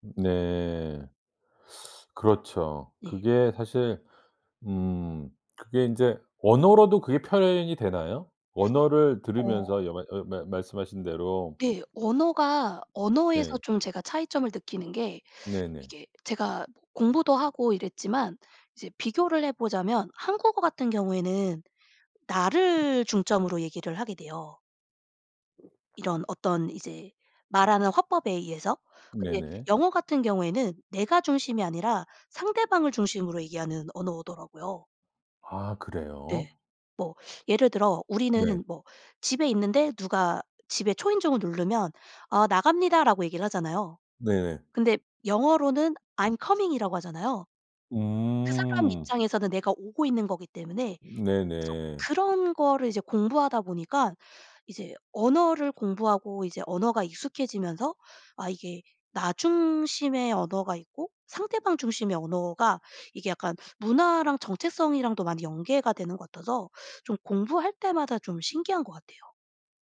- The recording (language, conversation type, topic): Korean, podcast, 언어가 정체성에 어떤 역할을 한다고 생각하시나요?
- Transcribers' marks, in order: other background noise; tapping; in English: "I'm coming.이라고"